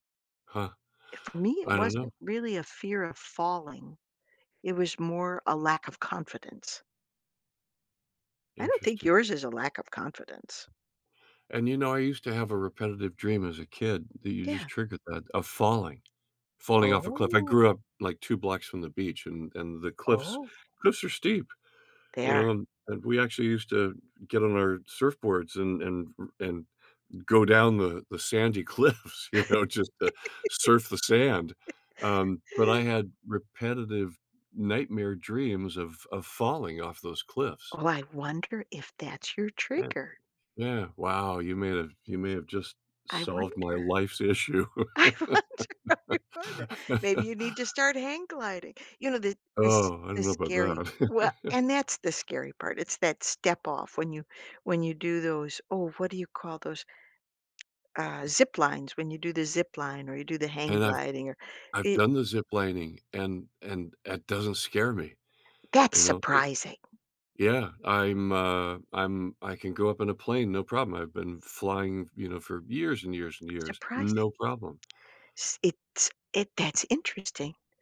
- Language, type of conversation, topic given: English, unstructured, How do I notice and shift a small belief that's limiting me?
- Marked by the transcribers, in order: drawn out: "Oh"; laugh; laughing while speaking: "cliffs, you know"; laughing while speaking: "I wonder, I wonder"; laugh; laugh; tapping